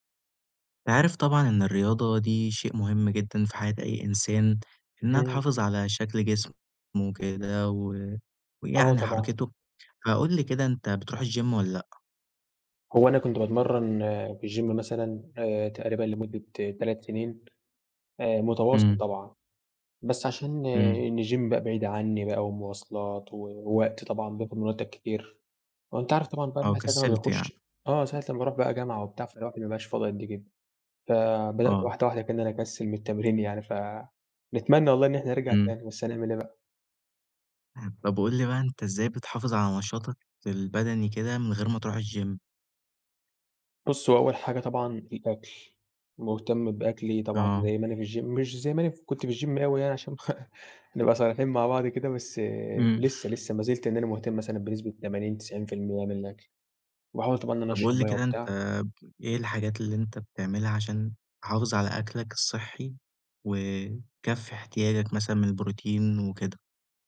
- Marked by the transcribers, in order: other background noise; in English: "الGym"; in English: "الGym"; in English: "الGym"; tapping; unintelligible speech; chuckle; in English: "الGym؟"; in English: "الGym"; in English: "الGym"; chuckle; sniff
- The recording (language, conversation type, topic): Arabic, podcast, إزاي تحافظ على نشاطك البدني من غير ما تروح الجيم؟